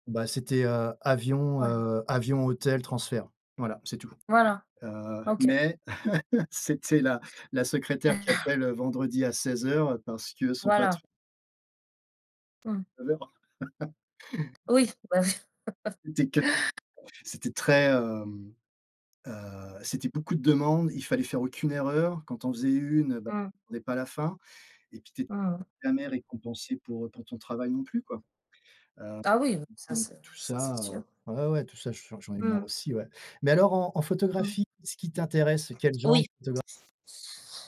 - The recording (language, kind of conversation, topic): French, unstructured, Quel métier te rendrait vraiment heureux, et pourquoi ?
- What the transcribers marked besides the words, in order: chuckle; other background noise; tapping; unintelligible speech; laugh; laugh